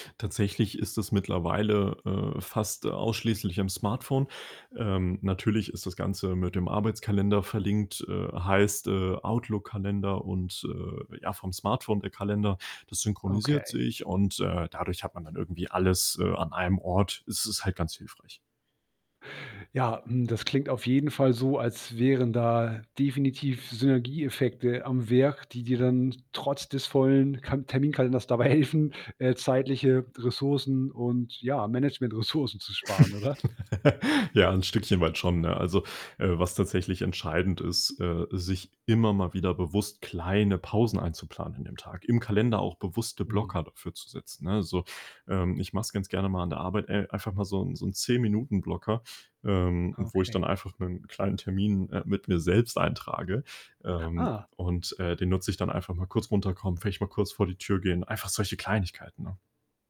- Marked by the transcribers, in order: other background noise; laughing while speaking: "helfen"; laughing while speaking: "Ressourcen"; laugh
- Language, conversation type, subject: German, podcast, Wie findest du trotz eines vollen Terminkalenders Zeit für dich?